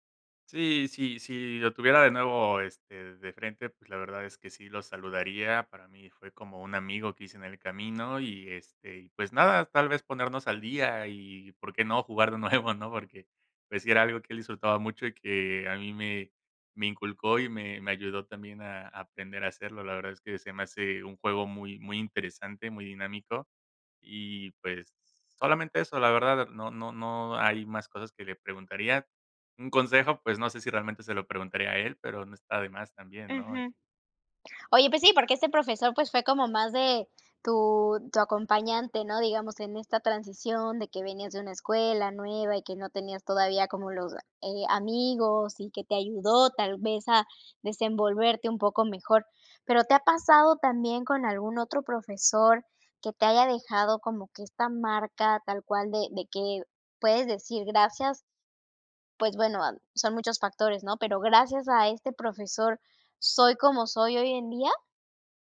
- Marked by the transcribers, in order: laughing while speaking: "nuevo"; tapping
- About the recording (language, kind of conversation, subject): Spanish, podcast, ¿Qué profesor influyó más en ti y por qué?